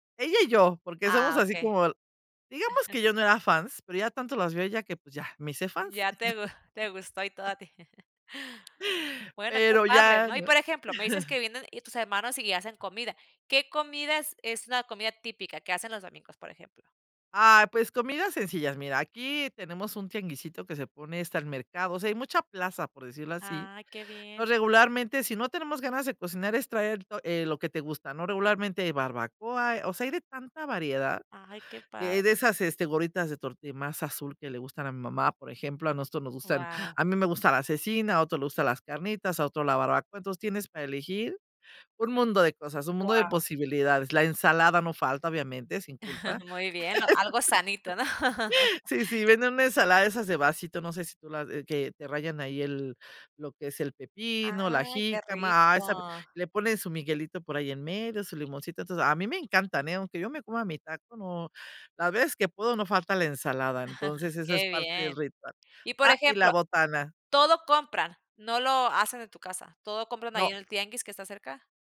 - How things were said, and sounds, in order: laugh; chuckle; chuckle; surprised: "Guau"; chuckle; laugh; chuckle
- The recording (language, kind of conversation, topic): Spanish, podcast, ¿Cómo se vive un domingo típico en tu familia?